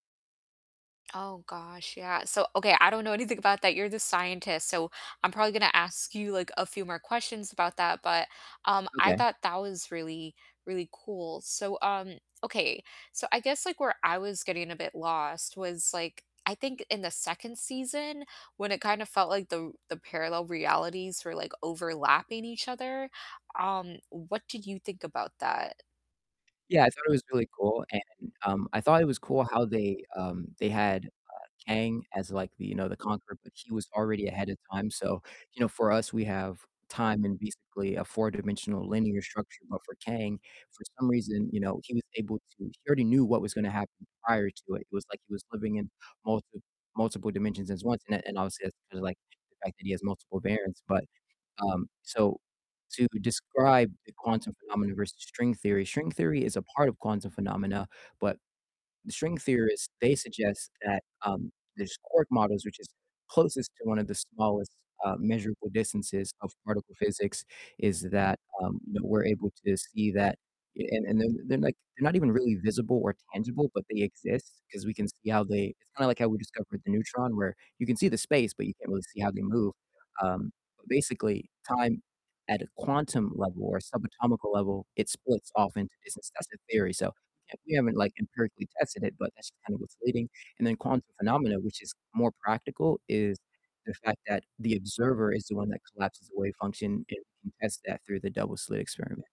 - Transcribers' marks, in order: tapping; laughing while speaking: "anything"; distorted speech
- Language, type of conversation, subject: English, unstructured, What is your go-to comfort show that you like to rewatch?
- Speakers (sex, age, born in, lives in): female, 30-34, United States, United States; male, 20-24, United States, United States